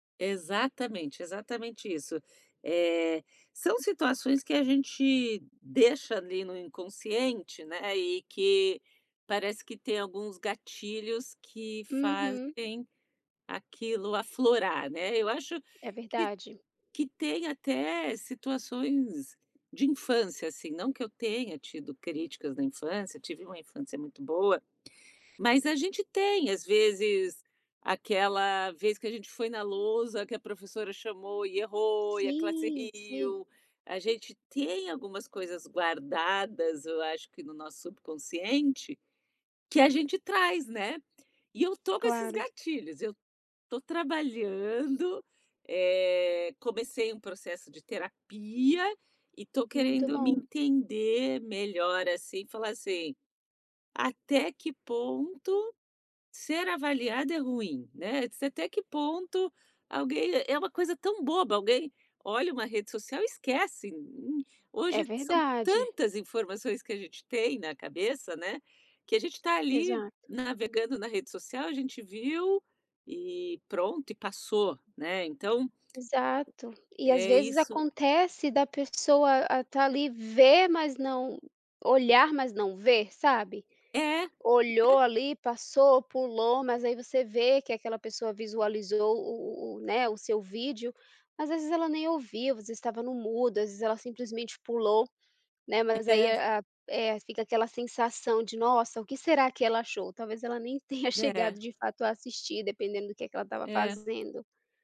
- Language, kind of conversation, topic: Portuguese, advice, Como posso lidar com a paralisia ao começar um projeto novo?
- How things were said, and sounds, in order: tapping; other background noise; laughing while speaking: "tenha"